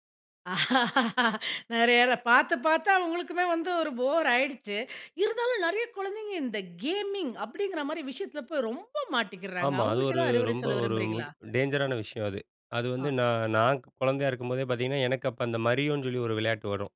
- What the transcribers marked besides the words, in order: laugh; in English: "டேஞ்சரான"
- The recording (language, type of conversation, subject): Tamil, podcast, குழந்தைகளின் தொழில்நுட்பப் பயன்பாட்டிற்கு நீங்கள் எப்படி வழிகாட்டுகிறீர்கள்?